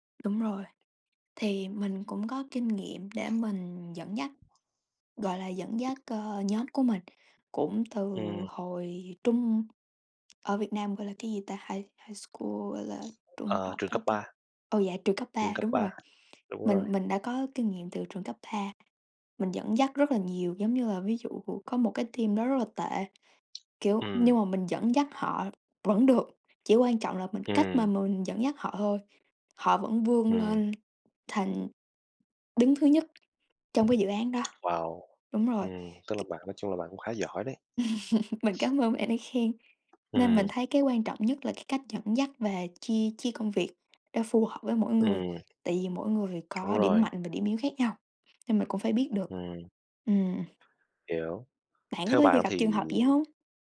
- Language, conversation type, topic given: Vietnamese, unstructured, Bạn thích học nhóm hay học một mình hơn?
- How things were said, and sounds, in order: other background noise; tapping; in English: "High high school"; in English: "team"; unintelligible speech; laugh